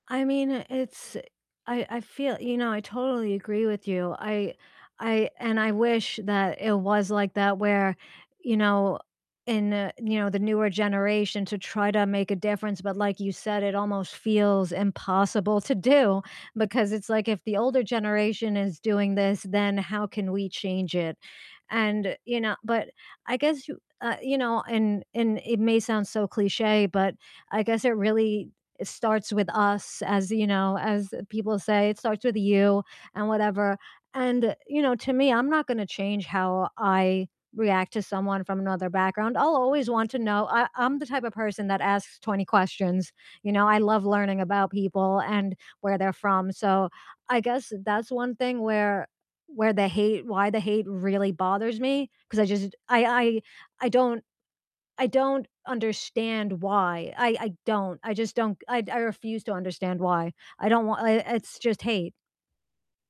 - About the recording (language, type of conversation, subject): English, unstructured, How can people from different backgrounds get along?
- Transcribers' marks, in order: none